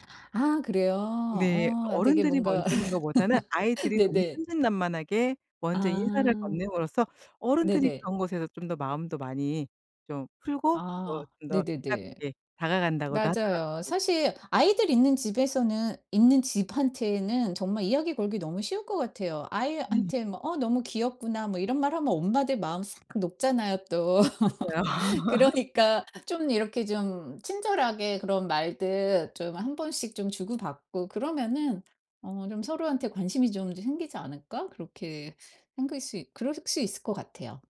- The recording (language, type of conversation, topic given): Korean, podcast, 이웃끼리 서로 돕고 도움을 받는 문화를 어떻게 만들 수 있을까요?
- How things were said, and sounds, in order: laugh; tapping; laugh; laughing while speaking: "그러니까"; laugh